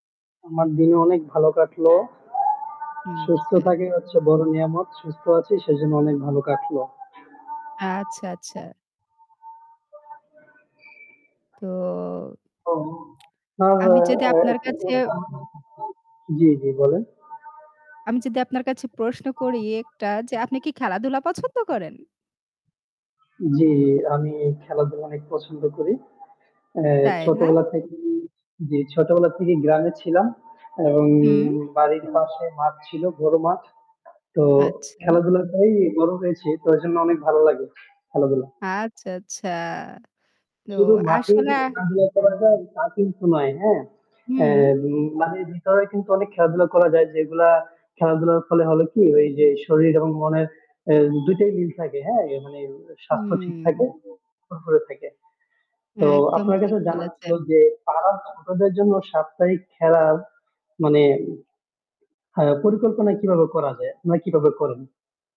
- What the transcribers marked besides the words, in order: static; other background noise; tapping; unintelligible speech; "আসলে" said as "আসোলা"; other street noise
- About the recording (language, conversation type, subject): Bengali, unstructured, পাড়ার ছোটদের জন্য সাপ্তাহিক খেলার আয়োজন কীভাবে পরিকল্পনা ও বাস্তবায়ন করা যেতে পারে?